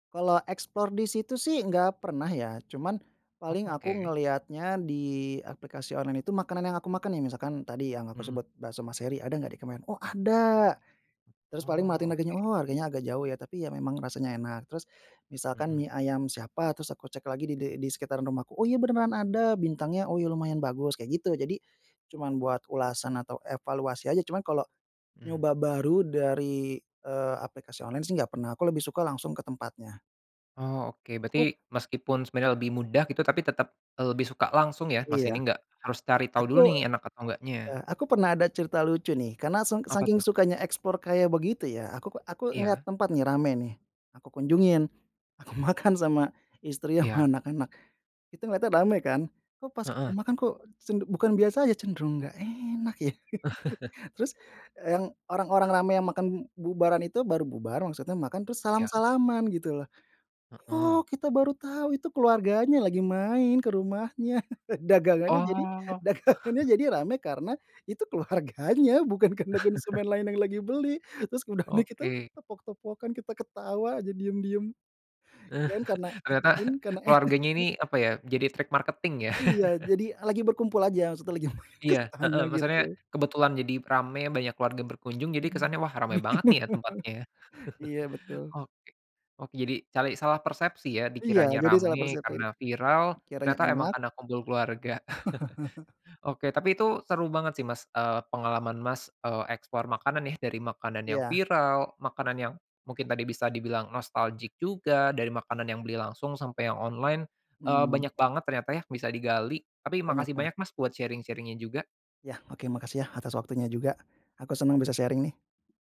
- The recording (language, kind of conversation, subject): Indonesian, podcast, Bagaimana cara kamu menemukan makanan baru yang kamu suka?
- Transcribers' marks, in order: in English: "explore"; in English: "explore"; laughing while speaking: "makan"; laughing while speaking: "sama"; chuckle; chuckle; laughing while speaking: "dagangannya"; chuckle; laughing while speaking: "keluarganya, bukan karena"; chuckle; laughing while speaking: "udahnya"; chuckle; laughing while speaking: "Ternyata"; laughing while speaking: "enak"; in English: "marketing"; chuckle; laughing while speaking: "lagi main ke sana"; tapping; other noise; laugh; chuckle; "persepsi" said as "perseperi"; chuckle; in English: "explore"; in English: "nostalgic"; in English: "sharing-sharing-nya"; in English: "sharing"